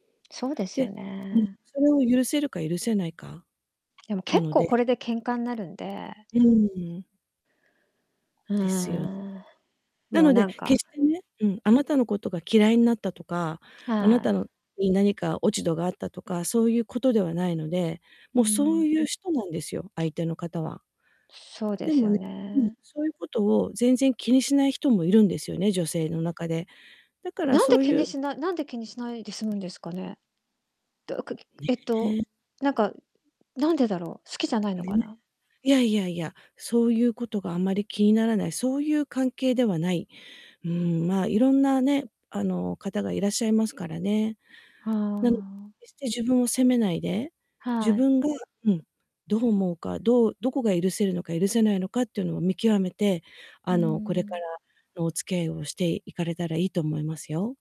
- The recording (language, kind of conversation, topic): Japanese, advice, パートナーの浮気を疑って不安なのですが、どうすればよいですか？
- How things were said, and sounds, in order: distorted speech; other background noise